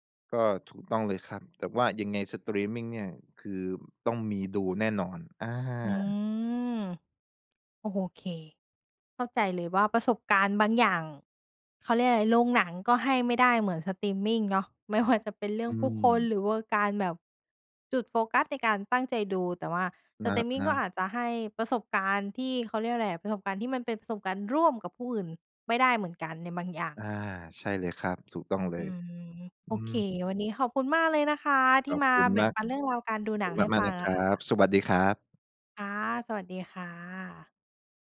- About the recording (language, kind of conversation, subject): Thai, podcast, สตรีมมิ่งเปลี่ยนวิธีการเล่าเรื่องและประสบการณ์การดูภาพยนตร์อย่างไร?
- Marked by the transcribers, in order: laughing while speaking: "ไม่ว่า"; background speech